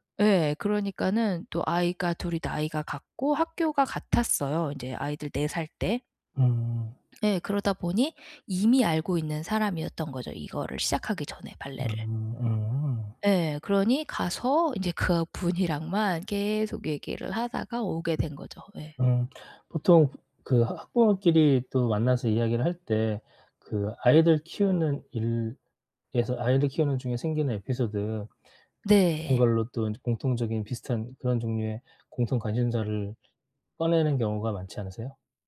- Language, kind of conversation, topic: Korean, advice, 파티에서 혼자라고 느껴 어색할 때는 어떻게 하면 좋을까요?
- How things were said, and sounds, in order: other background noise; tapping